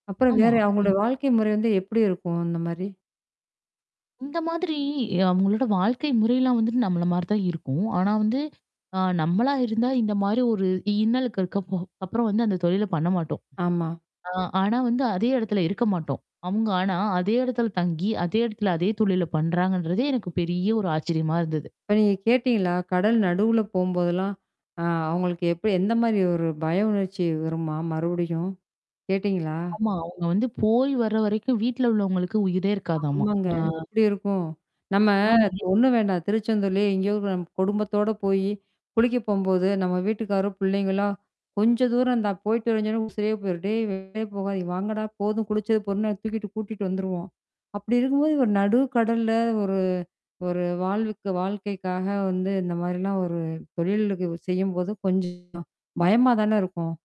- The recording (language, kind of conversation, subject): Tamil, podcast, அந்த மக்களின் வாழ்வியல் உங்கள் பார்வையை எப்படிப் மாற்றியது?
- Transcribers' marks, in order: distorted speech; unintelligible speech